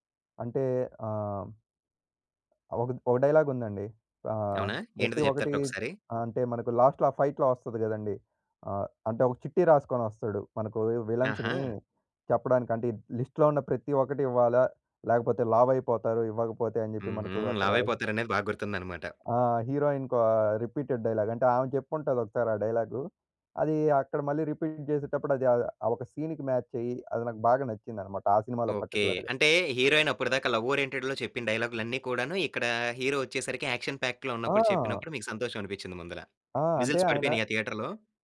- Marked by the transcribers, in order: in English: "లాస్ట్‌లో"; in English: "ఫైట్‌లో"; in English: "విలన్స్‌ని"; in English: "లిస్ట్‌లో"; in English: "హీరోయిన్‌కు రిపీటెడ్ డైలాగ్"; in English: "రిపీట్"; in English: "సీన్‌కి మ్యాచ్"; in English: "సినిమాలో పర్టిక్యులర్‌గా"; in English: "హీరోయిన్"; in English: "లవ్ ఓరియెంటెడ్‌లో"; in English: "హీరో"; in English: "యాక్షన్ ప్యాక్‌లో"; in English: "విజిల్స్"; other background noise; in English: "థియేటర్‌లో?"
- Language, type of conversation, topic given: Telugu, podcast, సినిమాలు మన భావనలను ఎలా మార్చతాయి?